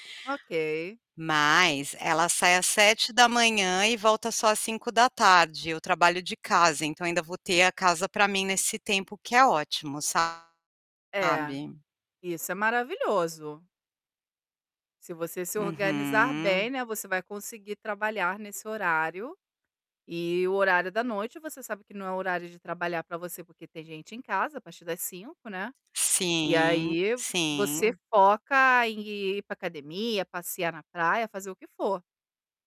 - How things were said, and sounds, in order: static; distorted speech; drawn out: "Uhum"
- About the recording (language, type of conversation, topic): Portuguese, advice, Qual é a sua dúvida sobre morar juntos?